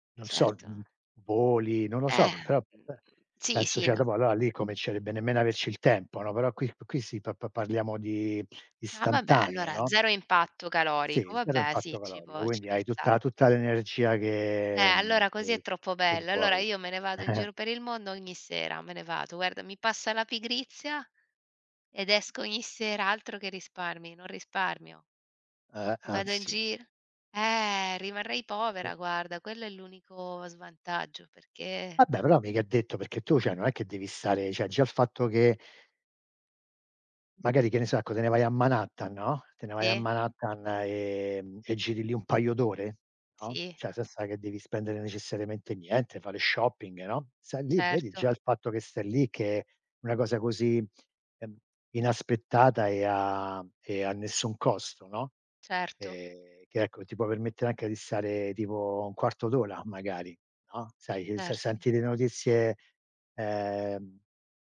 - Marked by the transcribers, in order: "cioè" said as "ceh"; "averci" said as "avecce"; chuckle; other background noise; "Vabbè" said as "abbè"; "cioè" said as "ceh"; "cioè" said as "ceh"; tapping
- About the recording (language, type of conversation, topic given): Italian, unstructured, Se potessi teletrasportarti in qualsiasi momento, come cambierebbe la tua routine quotidiana?